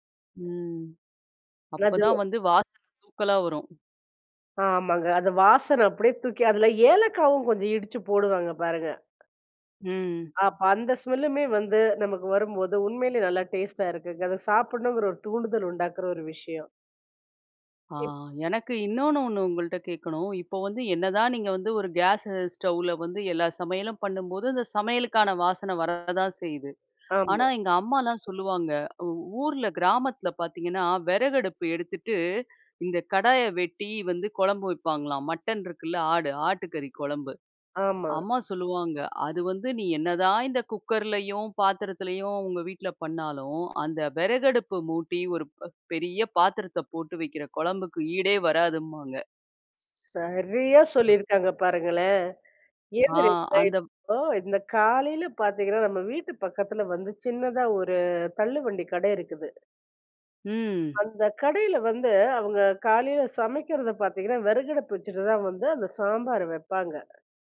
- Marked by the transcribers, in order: unintelligible speech; tapping; anticipating: "அதை சாப்பிடணுங்கிற ஒரு தூண்டுதல் உண்டாக்கிற ஒரு விஷயம்"; inhale; inhale; in English: "மட்டன்"; other noise; other background noise
- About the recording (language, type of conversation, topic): Tamil, podcast, உணவு சுடும் போது வரும் வாசனைக்கு தொடர்பான ஒரு நினைவை நீங்கள் பகிர முடியுமா?